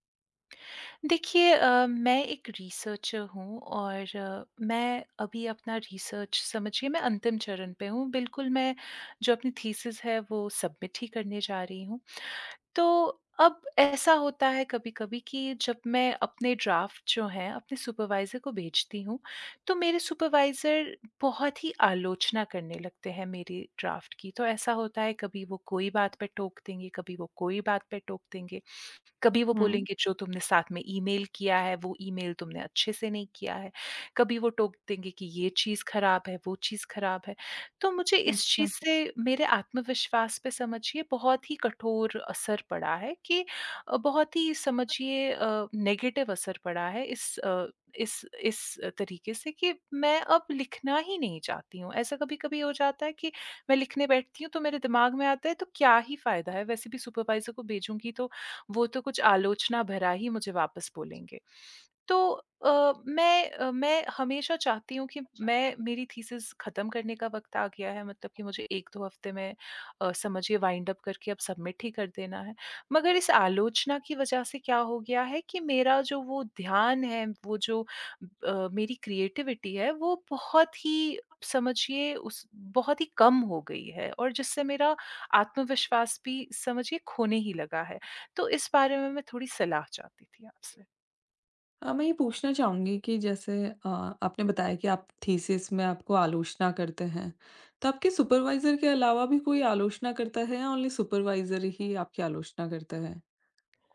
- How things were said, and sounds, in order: in English: "रिसर्चर"; in English: "रिसर्च"; tapping; in English: "थीसिस"; in English: "सबमिट"; other background noise; in English: "ड्राफ़्ट"; in English: "सुपरवाइज़र"; in English: "सुपरवाइज़र"; in English: "ड्राफ़्ट"; in English: "नेगेटिव"; background speech; in English: "सुपरवाइज़र"; in English: "थीसिस"; in English: "वाइंड अप"; in English: "सबमिट"; in English: "क्रिएटिविटी"; in English: "थीसिस"; in English: "सुपरवाइज़र"; in English: "ओनली सुपरवाइज़र"
- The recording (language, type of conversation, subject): Hindi, advice, आलोचना के बाद मेरा रचनात्मक आत्मविश्वास क्यों खो गया?
- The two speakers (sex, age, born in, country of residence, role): female, 25-29, India, India, advisor; female, 30-34, India, India, user